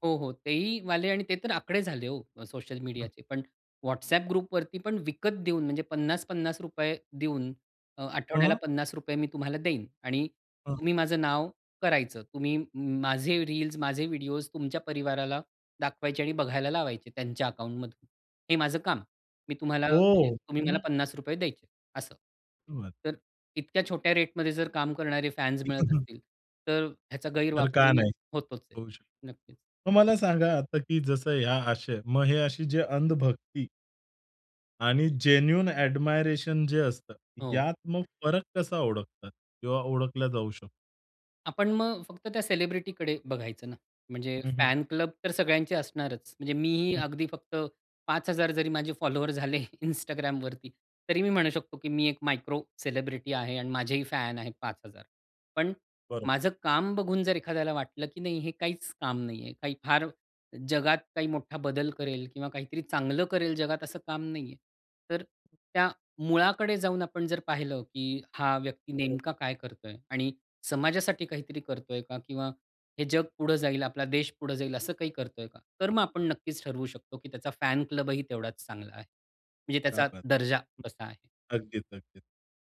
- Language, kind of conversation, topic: Marathi, podcast, चाहत्यांचे गट आणि चाहत संस्कृती यांचे फायदे आणि तोटे कोणते आहेत?
- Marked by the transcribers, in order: in English: "ग्रुपवरती"; tapping; other background noise; in English: "जेन्युइन ॲडमायरेशन"; in English: "सेलिब्रिटीकडे"; in English: "फॅन क्लब"; in English: "फॉलोवर"; in English: "मायक्रो सेलिब्रिटी"; in English: "फॅन"; in English: "फॅन क्लब"; in Hindi: "क्या बात!"